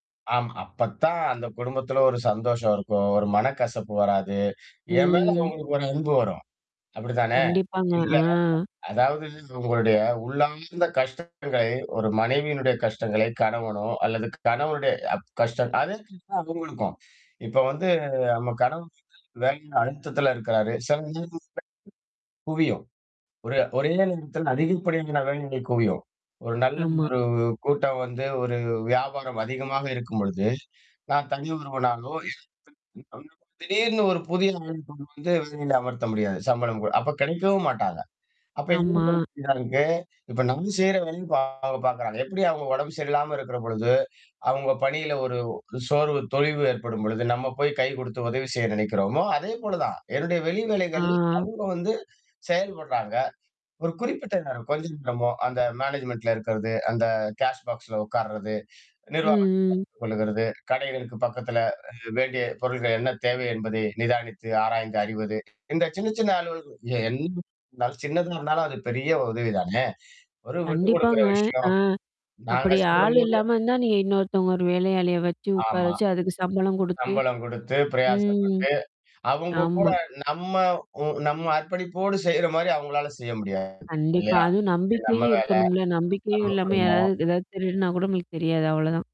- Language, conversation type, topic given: Tamil, podcast, ஓர் குடும்பத்தில் உணவுப் பணிகளைப் பகிர்ந்துகொள்ளும் முறை என்ன?
- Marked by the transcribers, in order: static; drawn out: "ம்"; distorted speech; tapping; unintelligible speech; unintelligible speech; unintelligible speech; unintelligible speech; in English: "மேனேஜ்மென்ட்ல"; in English: "கேஷ் பாக்ஸ்ல"; unintelligible speech